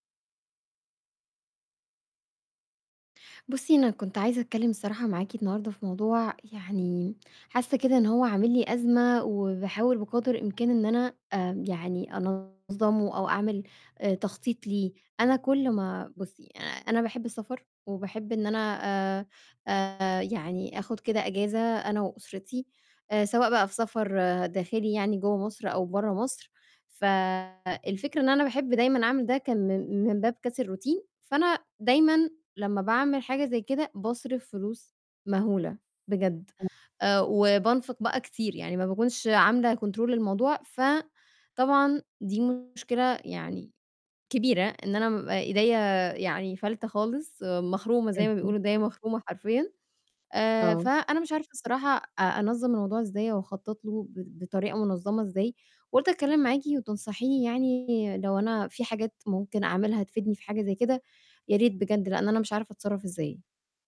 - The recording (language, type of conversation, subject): Arabic, advice, إزاي أخطط لإجازة ممتعة بميزانية محدودة من غير ما أصرف كتير؟
- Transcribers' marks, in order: distorted speech; in English: "الroutine"; other background noise; in English: "control"